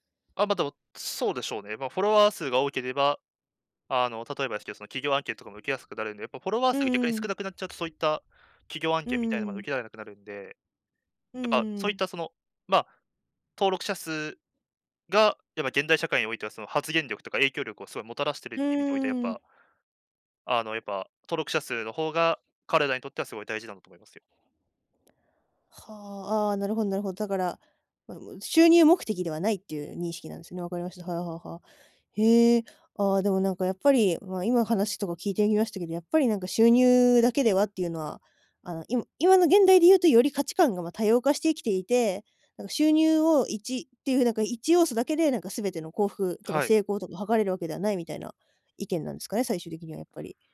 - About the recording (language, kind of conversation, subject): Japanese, podcast, ぶっちゃけ、収入だけで成功は測れますか？
- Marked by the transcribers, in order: none